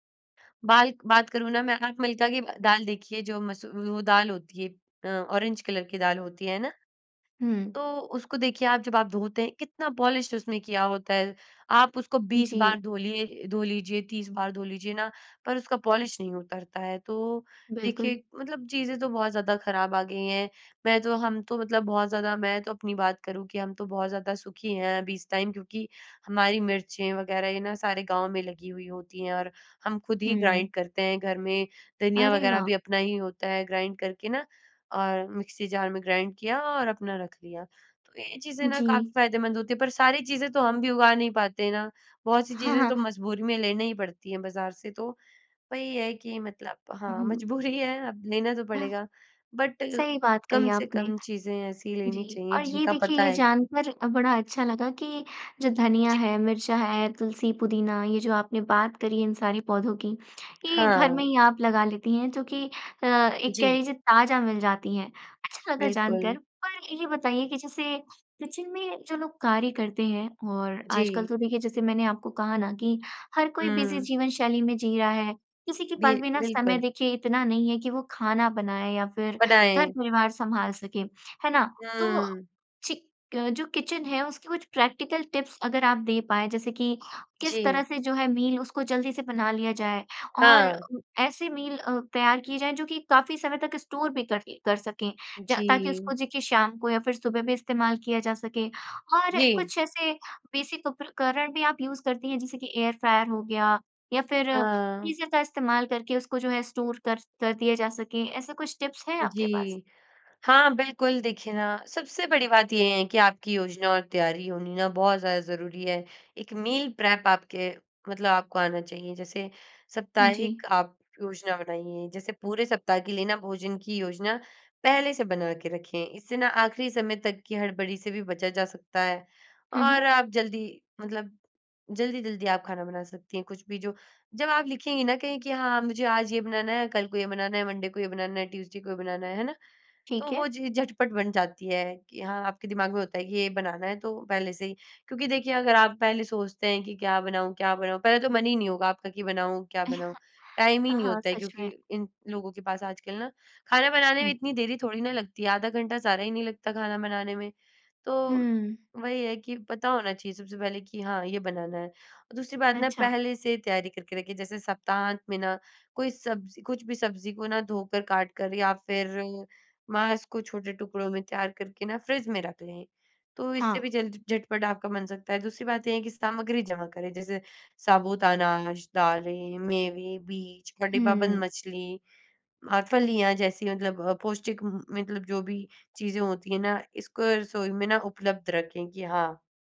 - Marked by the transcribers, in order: in English: "ऑरेंज कलर"; in English: "पॉलिश"; in English: "पॉलिश"; in English: "टाइम"; in English: "ग्राइंड"; in English: "ग्राइंड"; in English: "मिक्सी जार"; in English: "ग्राइंड"; laughing while speaking: "मजबूरी है"; unintelligible speech; in English: "बट"; in English: "किचन"; in English: "बिज़ी"; in English: "किचन"; in English: "प्रैक्टिकल टिप्स"; in English: "मील"; in English: "मील"; in English: "स्टोर"; in English: "बेसिक"; in English: "यूज़"; in English: "एयर फ्रायर"; in English: "स्टोर"; in English: "टिप्स"; in English: "मील प्रेप"; in English: "मंडे"; in English: "ट्यूज़डे"; chuckle; in English: "टाइम"
- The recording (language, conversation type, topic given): Hindi, podcast, घर में पौष्टिक खाना बनाना आसान कैसे किया जा सकता है?